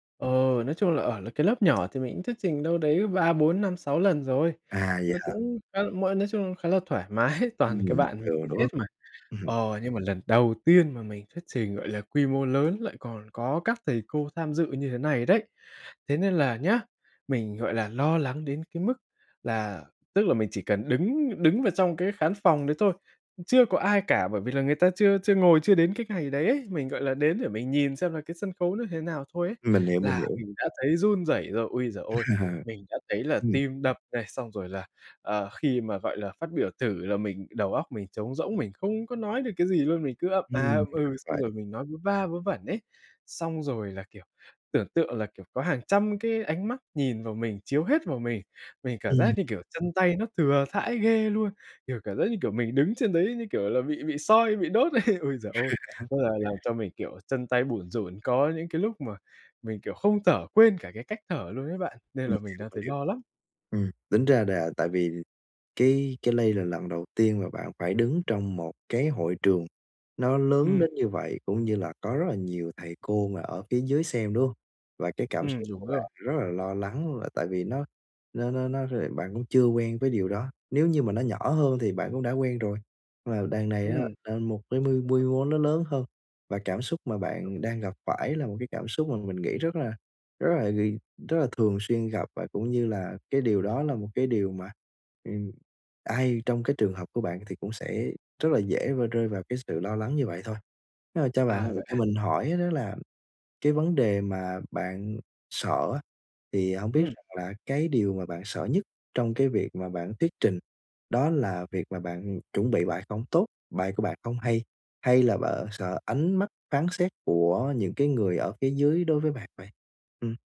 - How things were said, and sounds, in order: tapping; laughing while speaking: "mái"; laughing while speaking: "Ờ"; other background noise; laughing while speaking: "này"; laugh
- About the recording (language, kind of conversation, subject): Vietnamese, advice, Làm sao để bớt lo lắng khi phải nói trước một nhóm người?